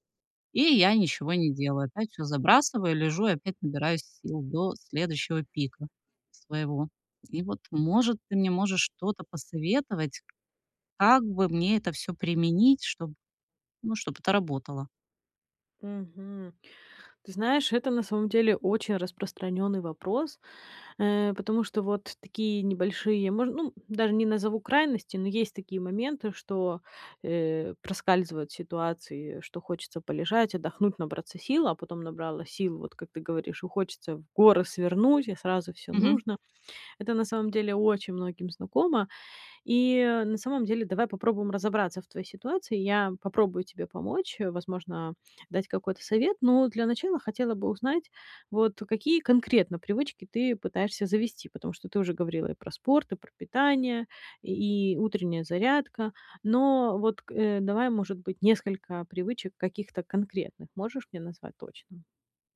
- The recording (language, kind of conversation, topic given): Russian, advice, Как мне не пытаться одновременно сформировать слишком много привычек?
- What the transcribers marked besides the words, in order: tapping; other background noise